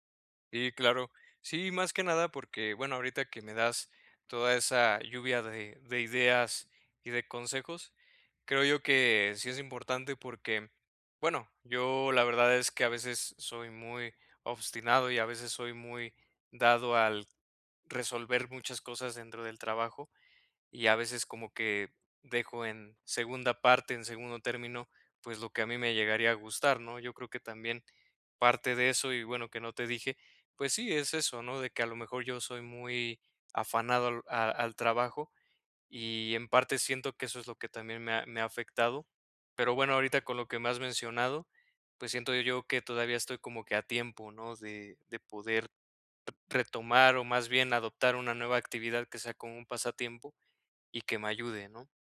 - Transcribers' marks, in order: none
- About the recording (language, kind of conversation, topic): Spanish, advice, ¿Cómo puedo encontrar tiempo cada semana para mis pasatiempos?